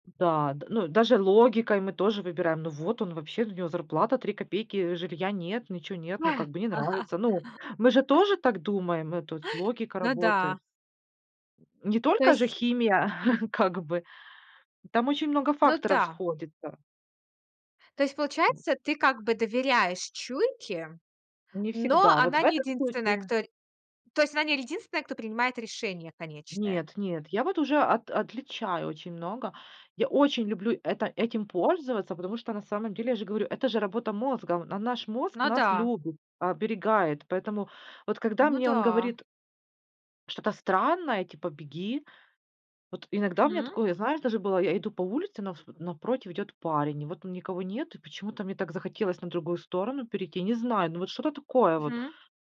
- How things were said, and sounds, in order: laugh; other background noise; chuckle
- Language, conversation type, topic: Russian, podcast, Как тренировать чуйку в повседневной жизни?